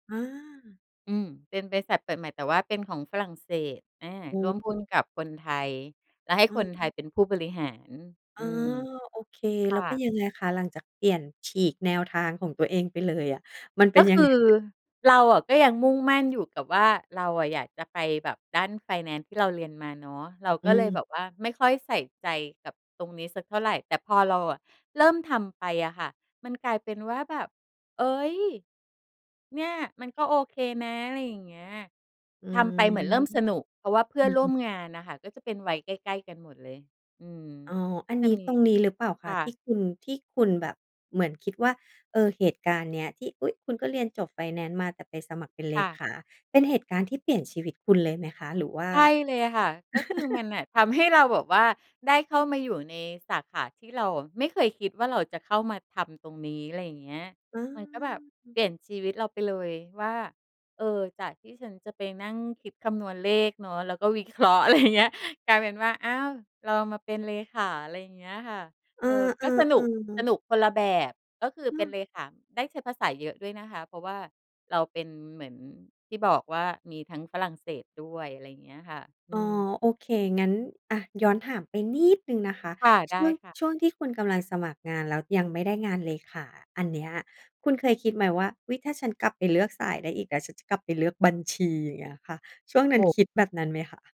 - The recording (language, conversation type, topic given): Thai, podcast, คุณช่วยเล่าเหตุการณ์ที่เปลี่ยนชีวิตคุณให้ฟังหน่อยได้ไหม?
- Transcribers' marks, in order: tapping; other background noise; chuckle; laughing while speaking: "เคราะห์ อะไรอย่างเงี้ย"; stressed: "นิด"